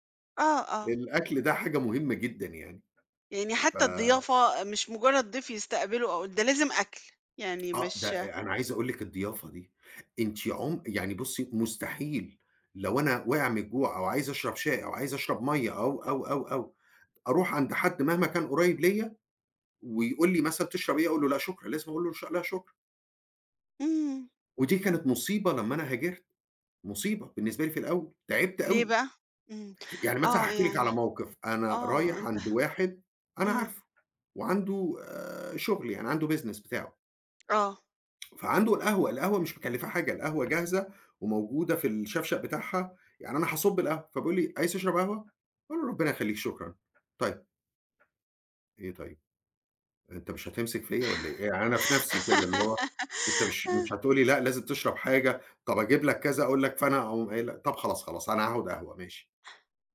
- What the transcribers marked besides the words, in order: in English: "business"; other background noise; tapping
- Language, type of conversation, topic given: Arabic, podcast, إيه الأكلة التقليدية اللي بتفكّرك بذكرياتك؟